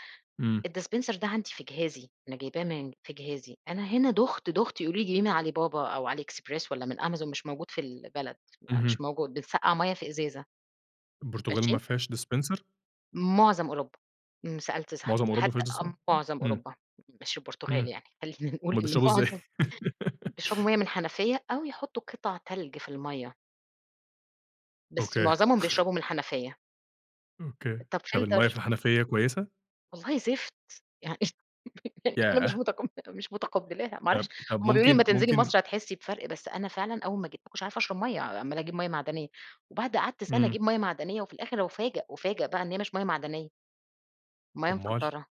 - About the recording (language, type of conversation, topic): Arabic, podcast, احكيلي عن قرار أخدته وغيّر مجرى حياتك إزاي؟
- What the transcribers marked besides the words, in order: in English: "الdispenser"; in English: "?dispenser"; in English: "dis"; laugh; other noise; laugh